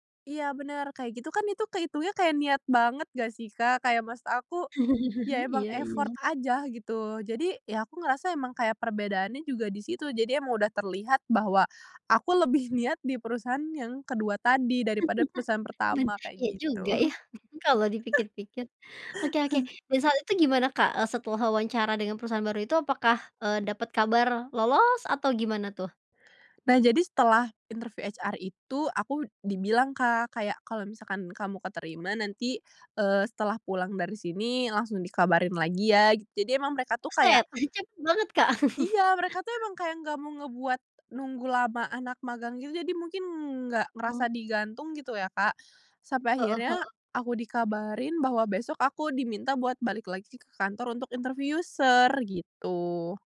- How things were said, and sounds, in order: chuckle; in English: "effort"; laugh; other background noise; chuckle; in English: "HR"; laughing while speaking: "Kak"; tapping; in English: "interview user"
- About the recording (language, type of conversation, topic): Indonesian, podcast, Apa satu pelajaran paling berharga yang kamu dapat dari kegagalan?